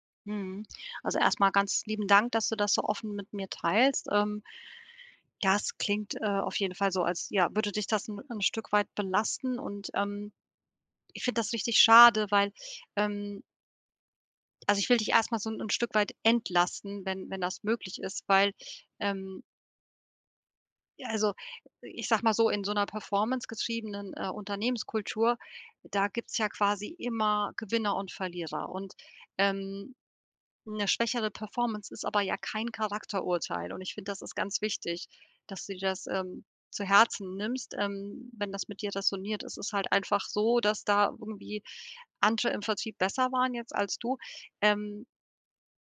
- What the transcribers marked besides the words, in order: stressed: "entlasten"
- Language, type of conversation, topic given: German, advice, Wie gehe ich mit Misserfolg um, ohne mich selbst abzuwerten?